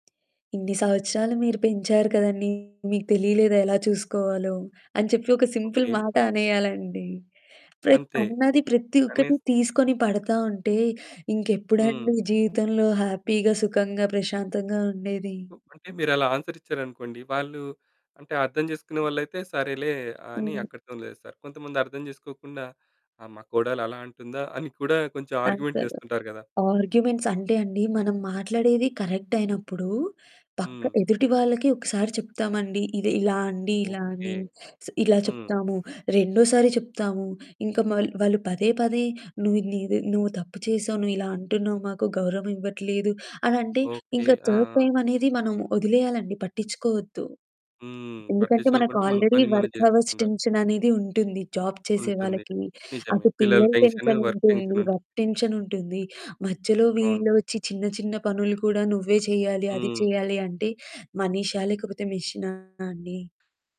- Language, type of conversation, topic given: Telugu, podcast, పనులను పంచుకోవడంలో కుటుంబ సభ్యుల పాత్ర ఏమిటి?
- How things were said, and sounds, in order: tapping; distorted speech; in English: "సింపుల్"; in English: "హ్యాపీగా"; in English: "ఆన్సర్"; other background noise; in English: "ఆర్గ్యూమెంట్"; in English: "ఆర్గ్యుమెంట్స్"; in English: "కరెక్ట్"; sniff; in English: "థర్డ్ టైమ్"; in English: "ఆల్రెడీ వర్క్ హవర్స్"; in English: "జాబ్"; in English: "టెన్షన్"; in English: "వర్క్"; in English: "వర్క్ టెన్షన్"